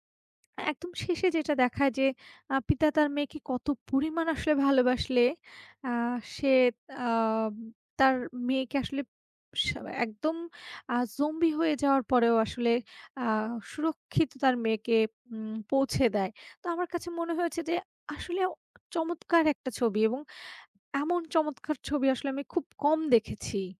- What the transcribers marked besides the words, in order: none
- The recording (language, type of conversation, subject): Bengali, unstructured, আপনি কেন আপনার প্রিয় সিনেমার গল্প মনে রাখেন?